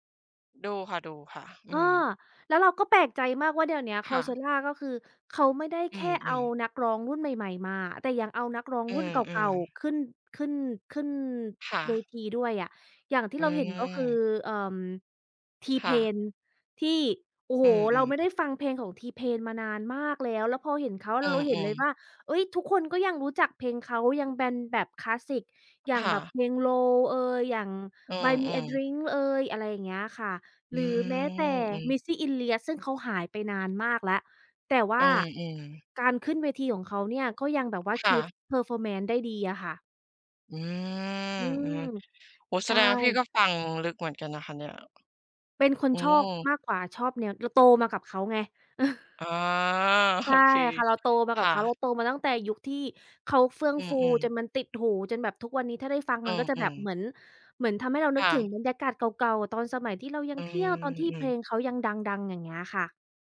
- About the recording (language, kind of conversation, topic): Thai, unstructured, เพลงแบบไหนที่ทำให้คุณมีความสุข?
- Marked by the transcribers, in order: in English: "keep performance"; other noise; laughing while speaking: "เออ"; laughing while speaking: "โอ"